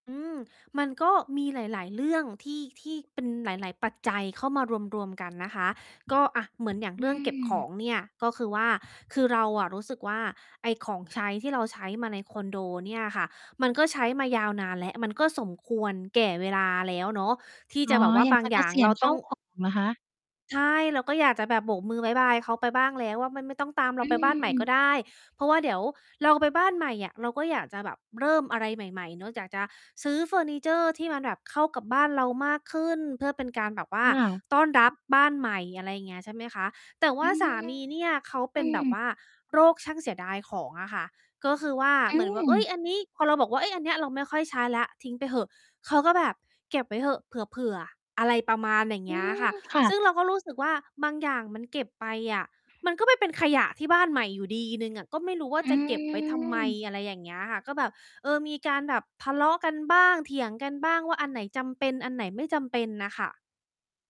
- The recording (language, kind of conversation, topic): Thai, advice, ฉันควรทำอย่างไรเมื่อความสัมพันธ์กับคู่รักตึงเครียดเพราะการย้ายบ้าน?
- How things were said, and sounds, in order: tapping; other background noise; distorted speech